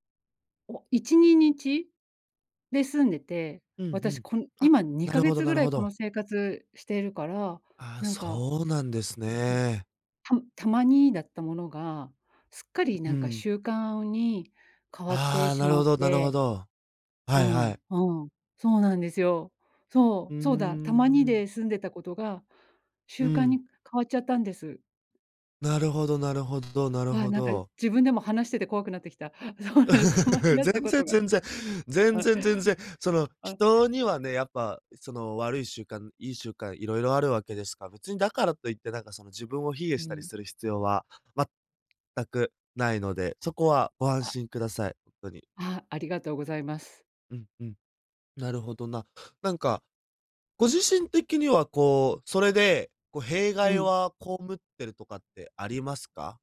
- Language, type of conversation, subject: Japanese, advice, 夜遅い時間に過食してしまうのをやめるにはどうすればいいですか？
- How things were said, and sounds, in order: tapping; other background noise; chuckle; laughing while speaking: "そうなんです、たまにだったことが あ"